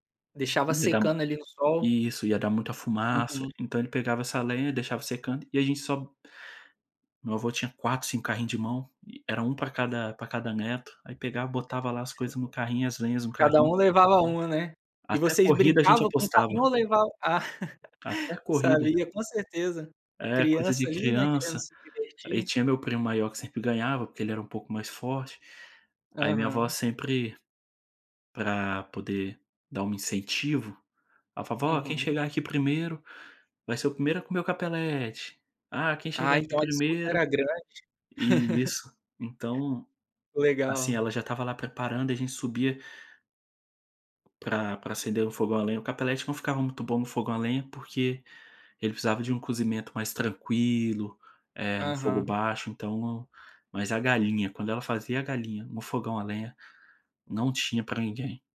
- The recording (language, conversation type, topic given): Portuguese, podcast, Você tem alguma lembrança de comida da sua infância?
- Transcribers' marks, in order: chuckle